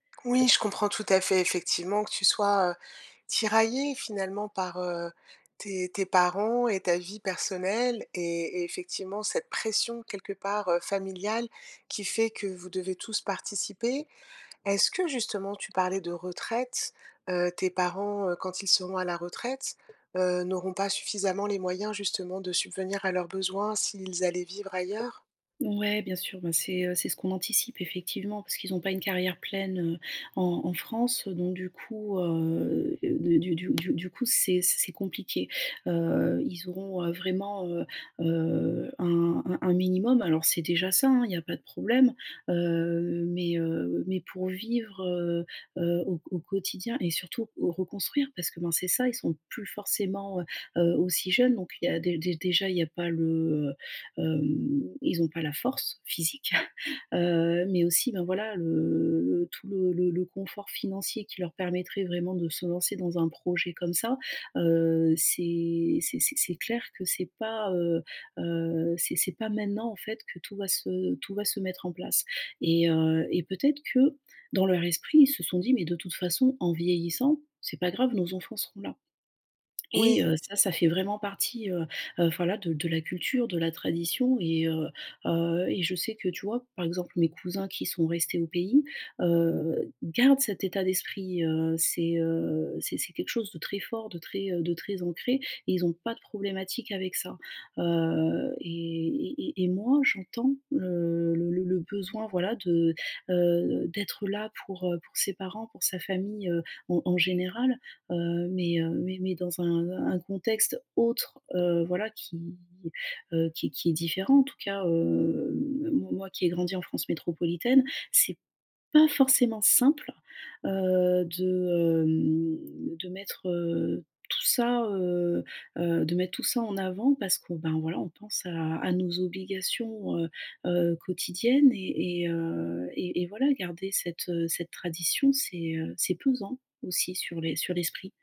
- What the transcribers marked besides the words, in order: other background noise; stressed: "pression"; tapping; chuckle; stressed: "pas"; stressed: "simple"
- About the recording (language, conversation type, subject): French, advice, Comment trouver un équilibre entre les traditions familiales et mon expression personnelle ?